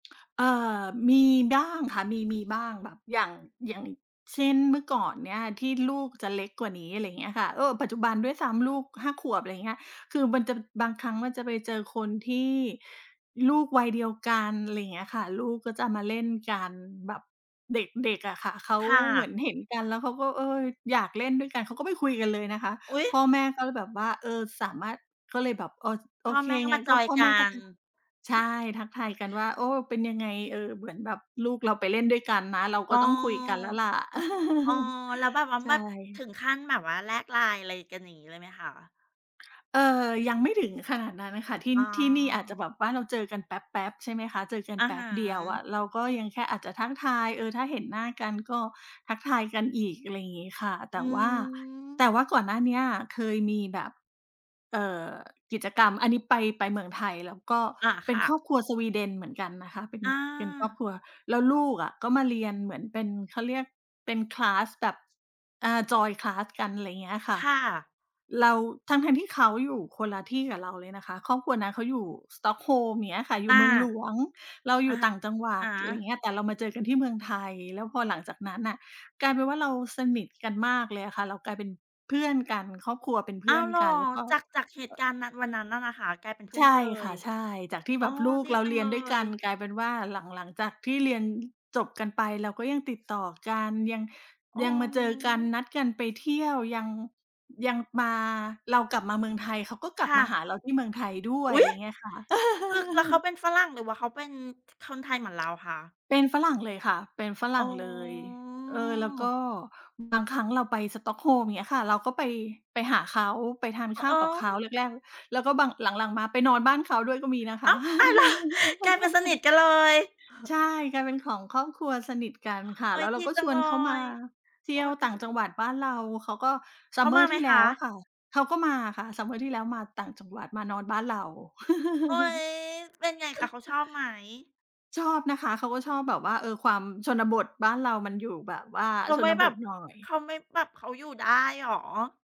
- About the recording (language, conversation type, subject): Thai, unstructured, คุณชอบทำกิจกรรมอะไรในเวลาว่างมากที่สุด?
- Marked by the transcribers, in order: other background noise; tapping; chuckle; in English: "คลาส"; in English: "คลาส"; surprised: "อุ๊ย !"; laugh; drawn out: "อ๋อ"; surprised: "อ้าว ! ตาย แล้ว"; laughing while speaking: "แล้ว"; chuckle; chuckle